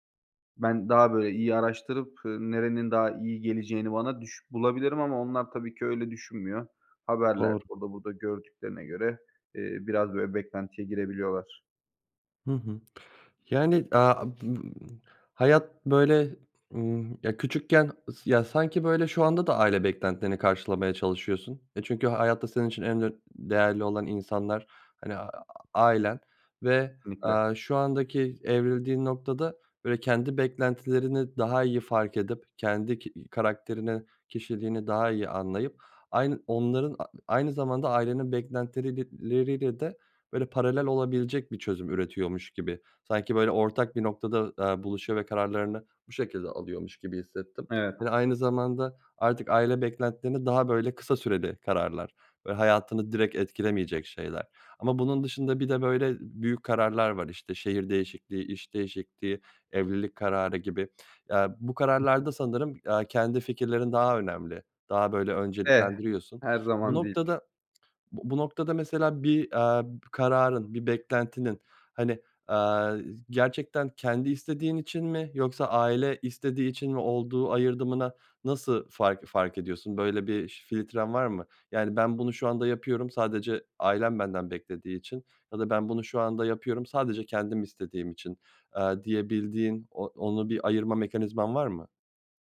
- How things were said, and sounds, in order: unintelligible speech; "beklentileriyle" said as "beklentirilileriyle"; tapping; unintelligible speech; "ayırdına" said as "ayırdımına"
- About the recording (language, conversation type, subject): Turkish, podcast, Aile beklentileri seçimlerini sence nasıl etkiler?